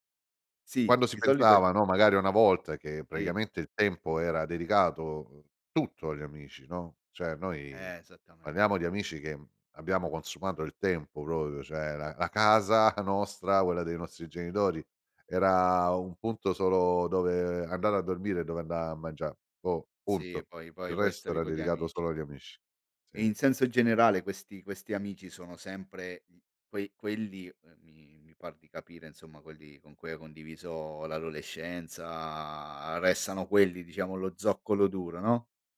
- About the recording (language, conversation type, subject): Italian, podcast, Qual è la tua idea di una serata perfetta dedicata a te?
- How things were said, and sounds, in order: other noise; "cioè" said as "ceh"; "parliamo" said as "palliamo"; "proprio" said as "propio"; "Cioè" said as "ceh"; chuckle; "insomma" said as "inzomma"; drawn out: "l'adolescenza"